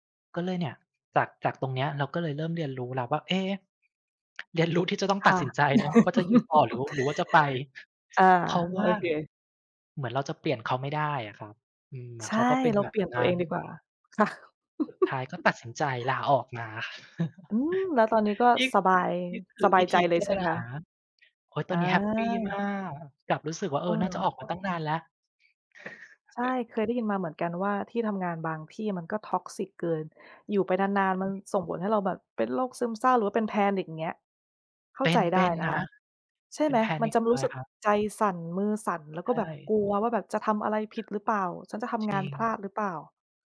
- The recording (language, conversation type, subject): Thai, unstructured, คุณเคยมีประสบการณ์ที่ได้เรียนรู้จากความขัดแย้งไหม?
- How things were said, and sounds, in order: tapping; laughing while speaking: "เรียนรู้ที่จะต้องตัดสินใจเนาะ"; chuckle; chuckle; other background noise; laugh; chuckle; laughing while speaking: "นี่"; background speech; chuckle; in English: "toxic"; in English: "panic"; in English: "panic"